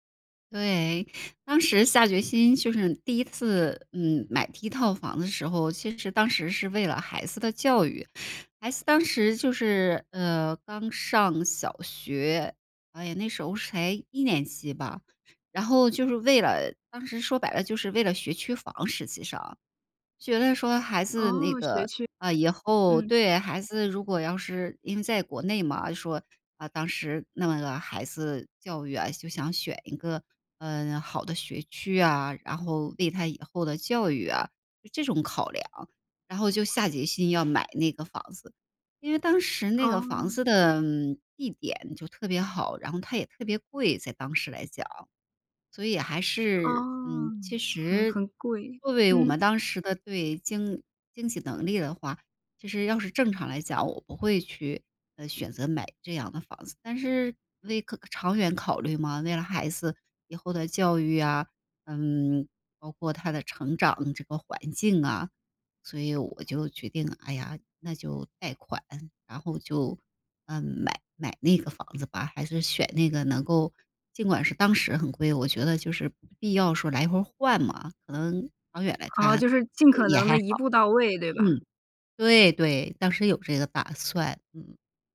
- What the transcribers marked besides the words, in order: other background noise
- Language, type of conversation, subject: Chinese, podcast, 你第一次买房的心路历程是怎样？